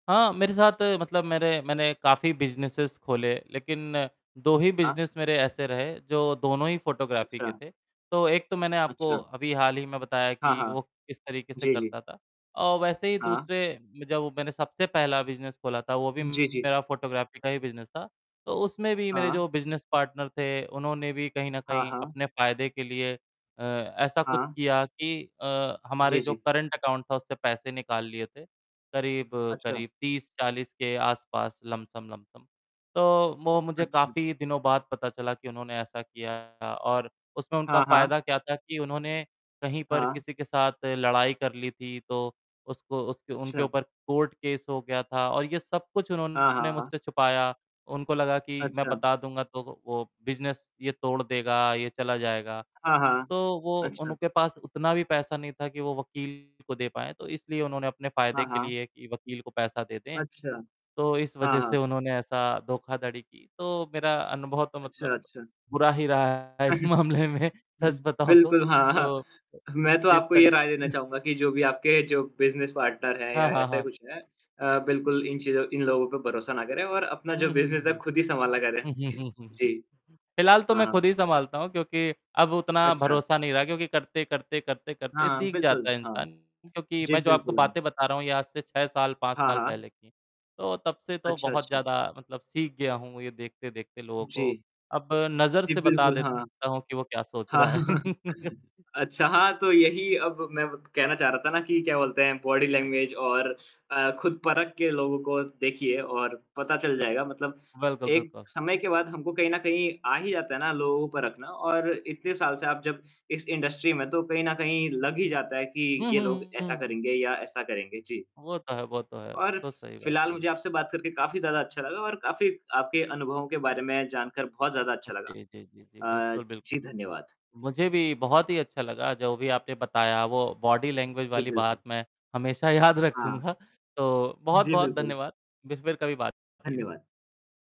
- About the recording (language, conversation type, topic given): Hindi, unstructured, क्या आपको लगता है कि लोग अपने फायदे के लिए दूसरों को नुकसान पहुँचा सकते हैं?
- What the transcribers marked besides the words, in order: other background noise; in English: "बिज़नेसेज़"; in English: "बिज़नेस"; in English: "फ़ोटोग्राफ़ी"; in English: "बिज़नेस"; distorted speech; in English: "फ़ोटोग्राफ़ी"; in English: "फ़ोटोग्राफ़ी"; in English: "बिज़नेस पार्टनर"; in English: "करंट अकाउंट"; in English: "कोर्ट केस"; in English: "बिज़नेस"; chuckle; laughing while speaking: "हाँ"; chuckle; laughing while speaking: "इस मामले में, सच बताऊँ"; tapping; chuckle; in English: "बिज़नेस पार्टनर"; laughing while speaking: "बिज़नेस"; in English: "बिज़नेस"; chuckle; laughing while speaking: "हाँ"; chuckle; mechanical hum; laugh; in English: "बॉडी लैंग्वेज"; in English: "इंडस्ट्री"; in English: "बॉडी लैंग्वेज"; laughing while speaking: "याद रखूँगा"